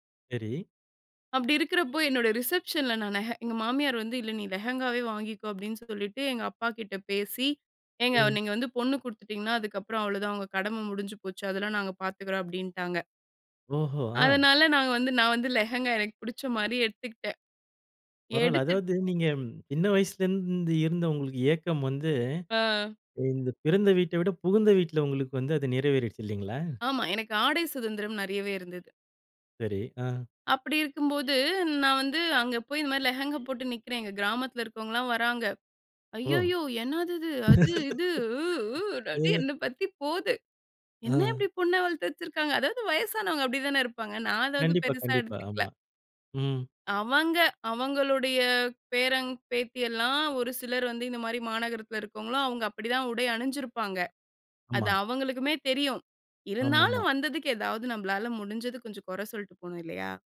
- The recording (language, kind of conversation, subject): Tamil, podcast, புதிய தோற்றம் உங்கள் உறவுகளுக்கு எப்படி பாதிப்பு கொடுத்தது?
- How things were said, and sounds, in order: horn; other noise; laugh; other background noise